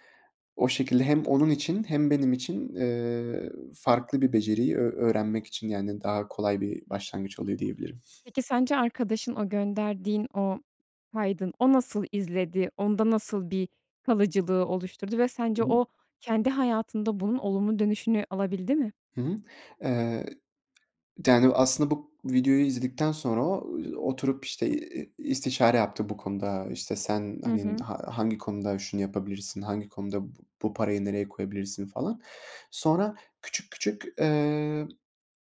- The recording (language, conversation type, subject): Turkish, podcast, Birine bir beceriyi öğretecek olsan nasıl başlardın?
- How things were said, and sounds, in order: unintelligible speech; other background noise